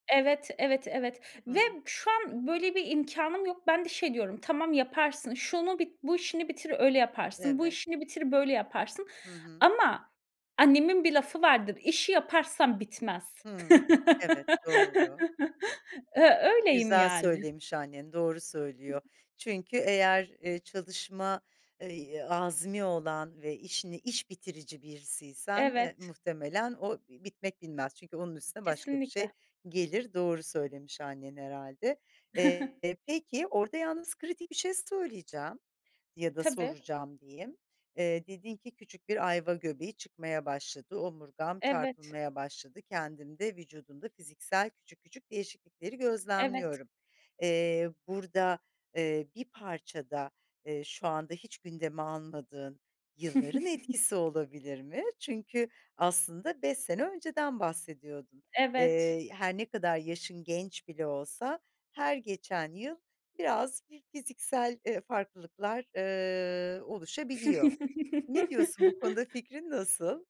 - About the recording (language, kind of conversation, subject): Turkish, podcast, Uzaktan çalışmanın zorlukları ve avantajları nelerdir?
- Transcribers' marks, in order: laugh; chuckle; tapping; chuckle; chuckle